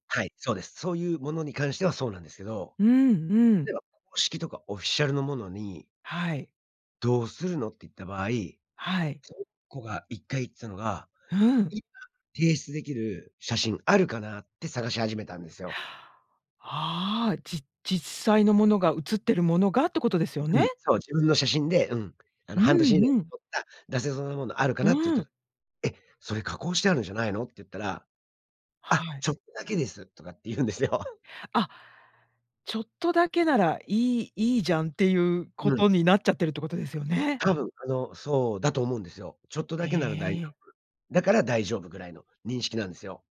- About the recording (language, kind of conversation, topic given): Japanese, podcast, 写真加工やフィルターは私たちのアイデンティティにどのような影響を与えるのでしょうか？
- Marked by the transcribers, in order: inhale; laughing while speaking: "ゆんですよ"